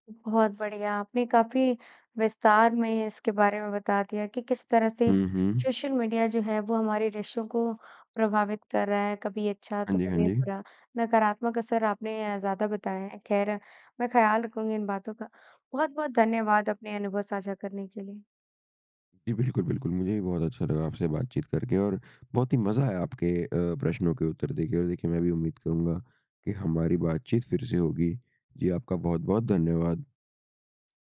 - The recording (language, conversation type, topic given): Hindi, podcast, सोशल मीडिया ने आपके रिश्तों को कैसे प्रभावित किया है?
- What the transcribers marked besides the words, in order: none